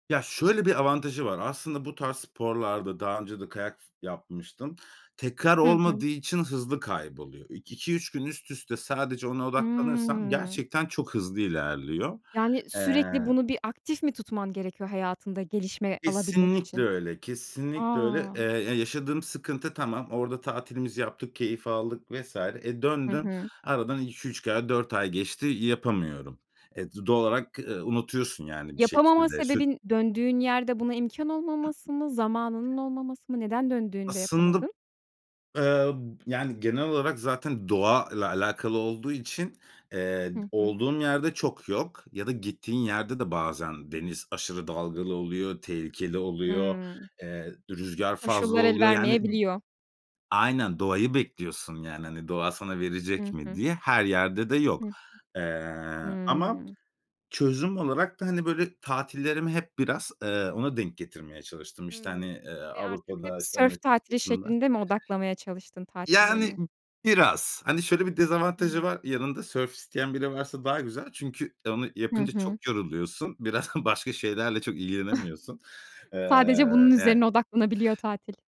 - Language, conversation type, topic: Turkish, podcast, Hobinde karşılaştığın en büyük zorluk neydi ve bunu nasıl aştın?
- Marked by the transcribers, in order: other background noise; laughing while speaking: "Biraz"; chuckle